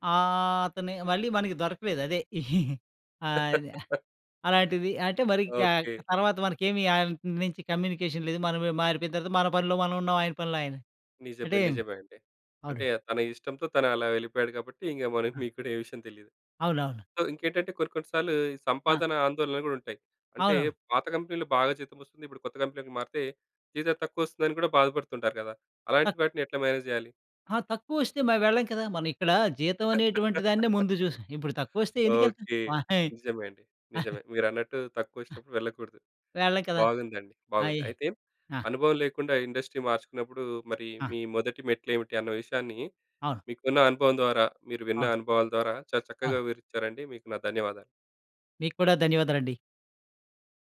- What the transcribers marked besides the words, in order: giggle; laugh; in English: "కమ్యూనికేషన్"; in English: "సో"; in English: "కంపెనీలో"; in English: "కంపెనీలోకి"; tapping; in English: "మేనేజ్"; laugh; giggle; in English: "ఇండస్ట్రీ"; other background noise
- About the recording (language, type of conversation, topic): Telugu, podcast, అనుభవం లేకుండా కొత్త రంగానికి మారేటప్పుడు మొదట ఏవేవి అడుగులు వేయాలి?